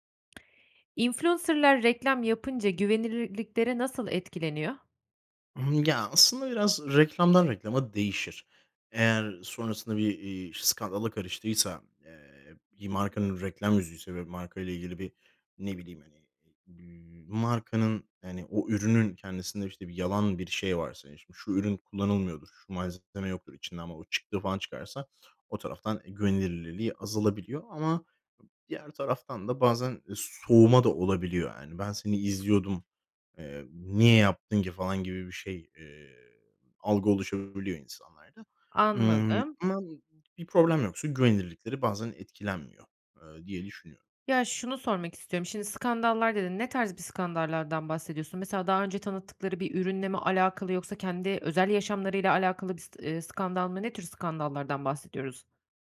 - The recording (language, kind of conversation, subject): Turkish, podcast, Influencerlar reklam yaptığında güvenilirlikleri nasıl etkilenir?
- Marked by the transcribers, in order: tapping; other background noise